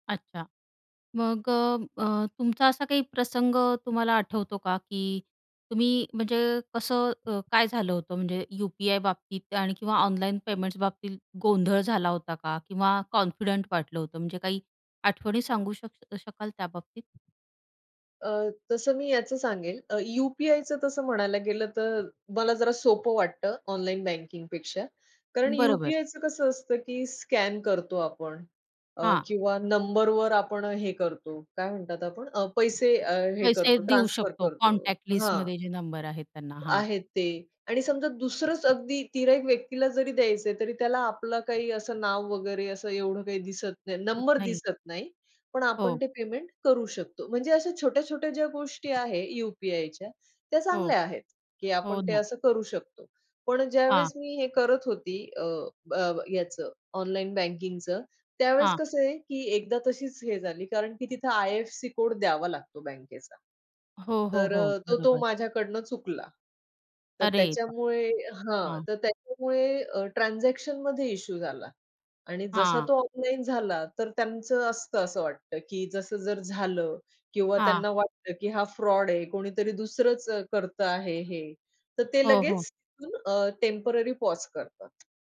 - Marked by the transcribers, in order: tapping; other noise; in English: "कॉन्फिडंट"; in English: "कॉन्टॅक्ट लिस्टमध्ये"; other background noise
- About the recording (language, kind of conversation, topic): Marathi, podcast, तुम्ही ऑनलाइन देयके आणि यूपीआय वापरणे कसे शिकलात, आणि नवशिक्यांसाठी काही टिप्स आहेत का?